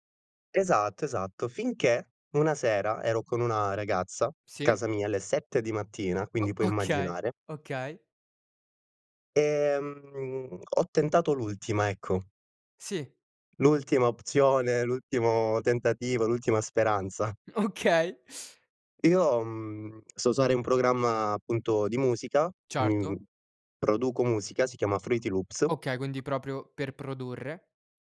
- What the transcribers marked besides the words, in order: other background noise; laughing while speaking: "Okay"
- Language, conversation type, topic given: Italian, podcast, Quale canzone ti fa sentire a casa?